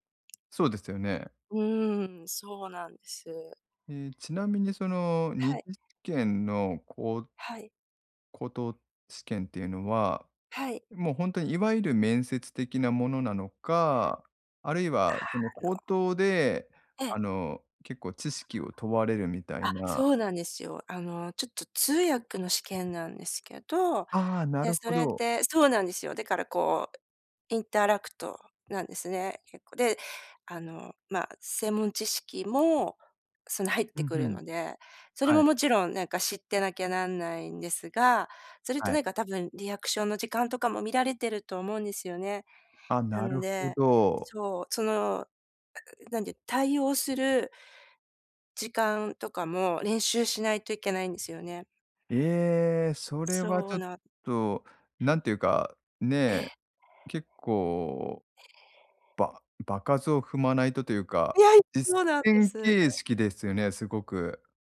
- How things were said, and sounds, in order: other background noise; in English: "インターラクト"
- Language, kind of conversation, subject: Japanese, advice, 集中して作業する時間をどうやって確保できますか？